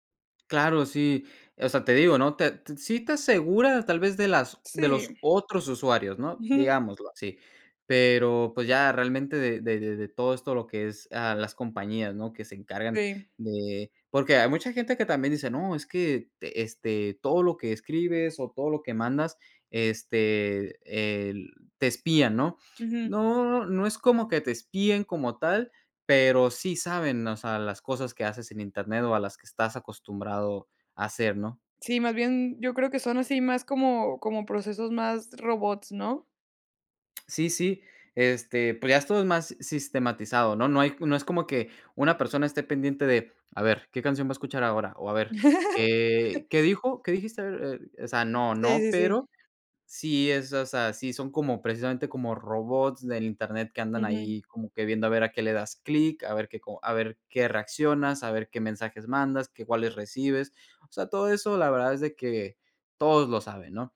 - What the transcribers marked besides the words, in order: other background noise; laugh
- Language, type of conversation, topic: Spanish, podcast, ¿Qué miedos o ilusiones tienes sobre la privacidad digital?